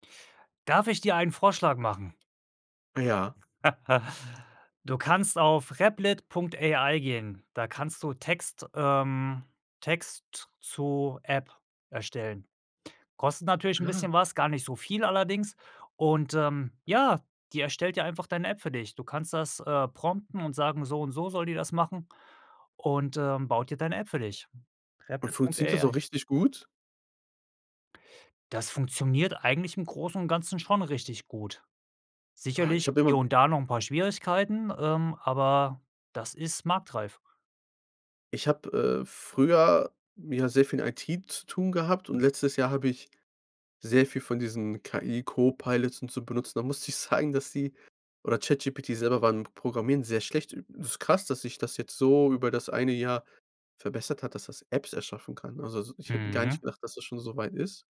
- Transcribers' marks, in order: laugh; unintelligible speech
- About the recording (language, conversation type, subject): German, podcast, Welche Apps erleichtern dir wirklich den Alltag?